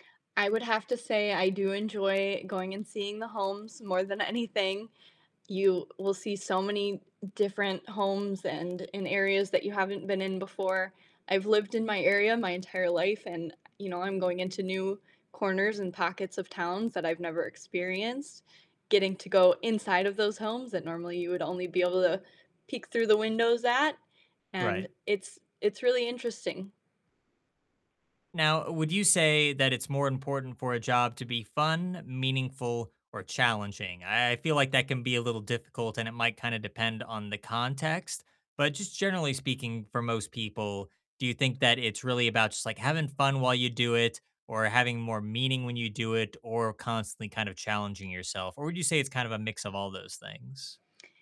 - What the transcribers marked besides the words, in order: static; distorted speech; other background noise
- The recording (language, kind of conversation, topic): English, unstructured, What kind of job makes you excited to go to work?